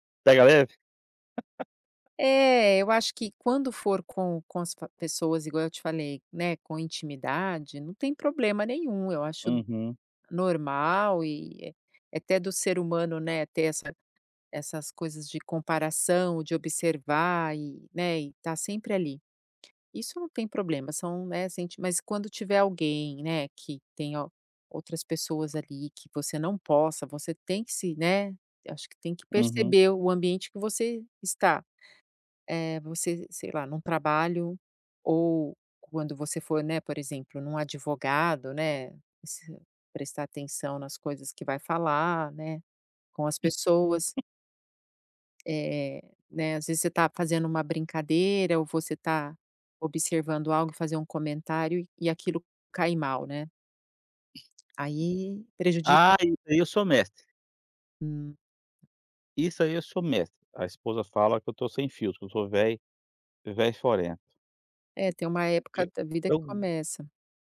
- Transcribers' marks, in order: laugh; tapping; chuckle; "velho" said as "vei"; "velho" said as "vei"
- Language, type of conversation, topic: Portuguese, advice, Como posso superar o medo de mostrar interesses não convencionais?